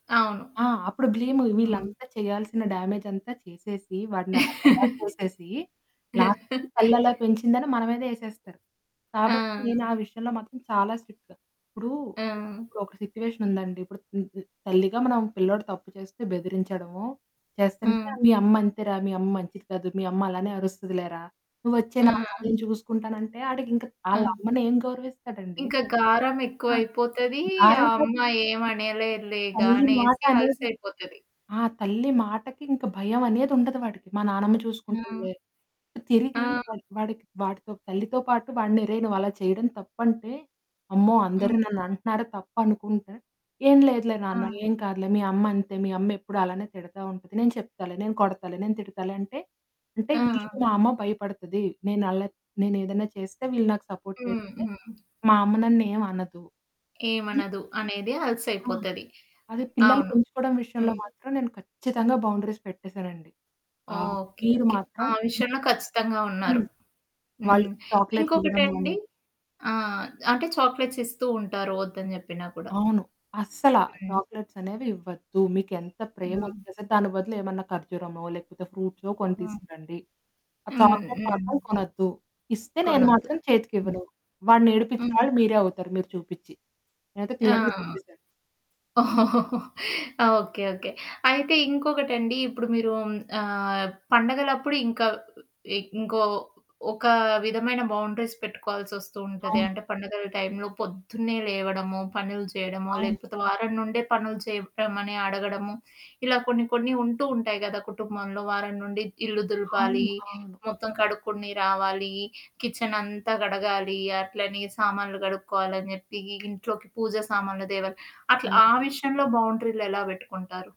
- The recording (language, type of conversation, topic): Telugu, podcast, కుటుంబ సభ్యులకు మీ సరిహద్దులను గౌరవంగా, స్పష్టంగా ఎలా చెప్పగలరు?
- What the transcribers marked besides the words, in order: static; in English: "డ్యామేజ్"; laugh; in English: "లాస్ట్‌కి"; in English: "సపోర్ట్"; stressed: "ఖచ్చితంగా"; in English: "బౌండరీస్"; in English: "చాక్లేట్స్"; in English: "చాక్లెట్స్"; in English: "చాక్లెట్"; in English: "క్లియర్‌గా"; chuckle; in English: "బౌండరీస్"; tapping